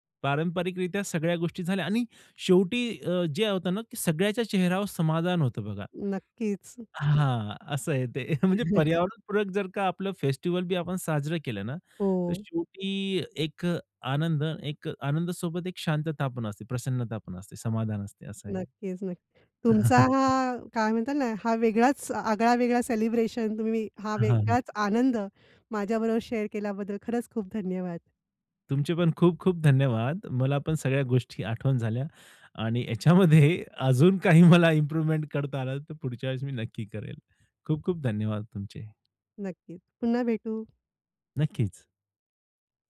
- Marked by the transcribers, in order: chuckle; laughing while speaking: "ते"; other background noise; chuckle; chuckle; in English: "शेअर"; laughing while speaking: "याच्यामध्ये अजून काही मला इम्प्रूव्हमेंट … मी नक्की करेल"; in English: "इम्प्रूव्हमेंट"
- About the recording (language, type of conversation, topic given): Marathi, podcast, सण पर्यावरणपूरक पद्धतीने साजरे करण्यासाठी तुम्ही काय करता?